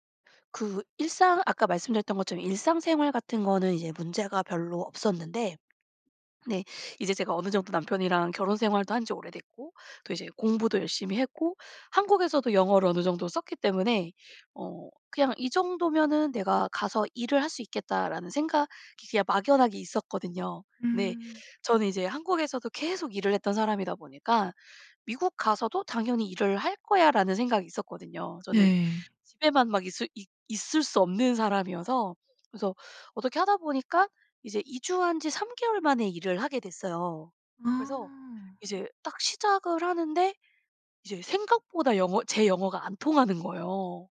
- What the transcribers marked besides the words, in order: tapping
- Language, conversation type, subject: Korean, podcast, 어떤 만남이 인생을 완전히 바꿨나요?